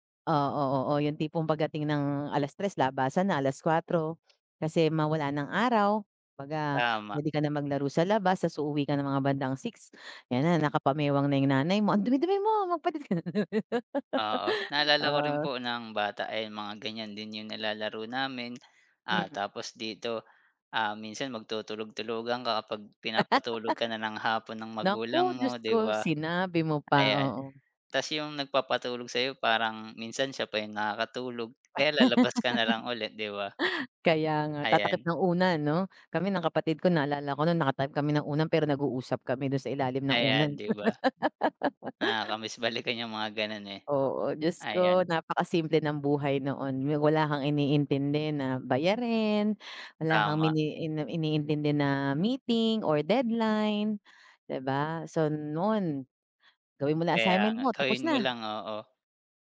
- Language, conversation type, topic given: Filipino, unstructured, Ano ang paborito mong libangan?
- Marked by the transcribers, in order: tapping; other background noise; laugh; laugh; background speech; laugh; laugh